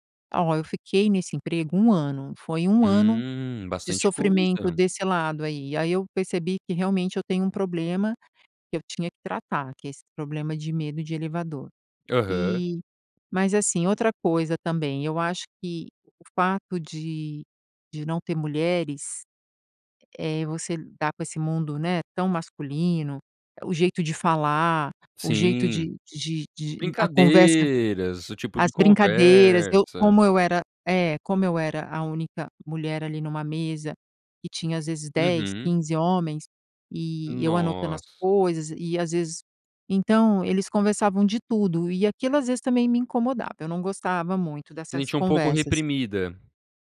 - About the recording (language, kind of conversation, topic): Portuguese, podcast, Como foi seu primeiro emprego e o que você aprendeu nele?
- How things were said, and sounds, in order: tapping